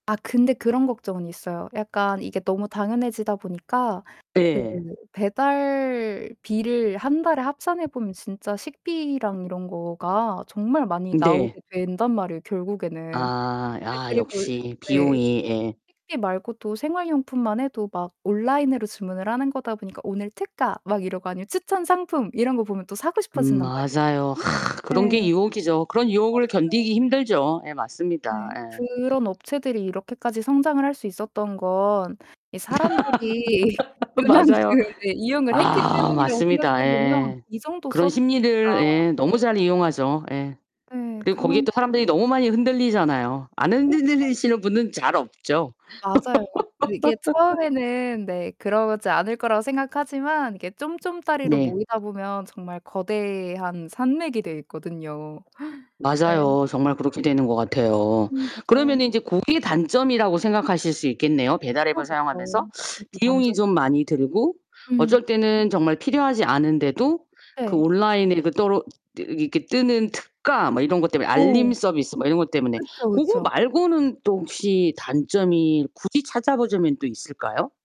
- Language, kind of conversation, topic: Korean, podcast, 배달앱 사용이 우리 삶을 어떻게 바꿨나요?
- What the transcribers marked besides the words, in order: tapping; distorted speech; other background noise; laugh; laughing while speaking: "맞아요"; laughing while speaking: "그냥"; laugh; gasp; static; teeth sucking